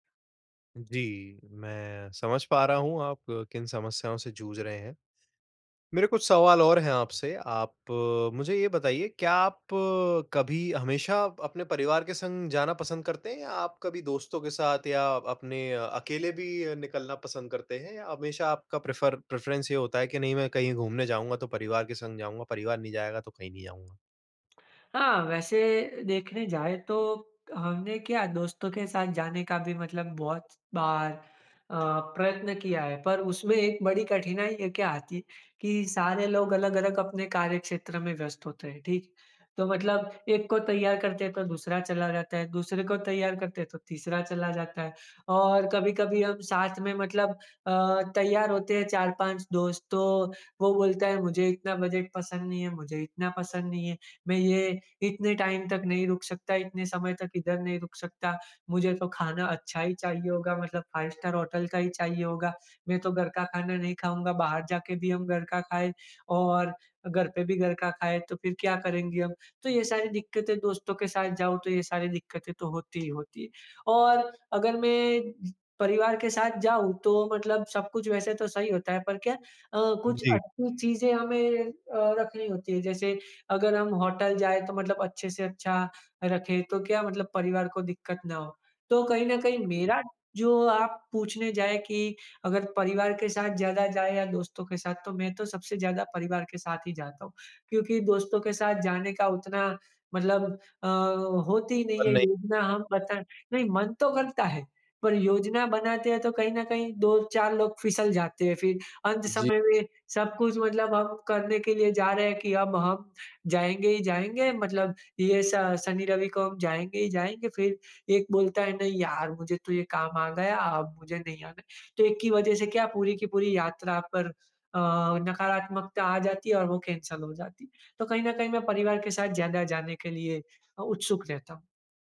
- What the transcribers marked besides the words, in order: in English: "प्रेफर प्रेफ़रेंस"; in English: "टाइम"; unintelligible speech; other background noise
- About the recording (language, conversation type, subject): Hindi, advice, यात्रा की योजना बनाना कहाँ से शुरू करूँ?
- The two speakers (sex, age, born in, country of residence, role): male, 25-29, India, India, advisor; male, 25-29, India, India, user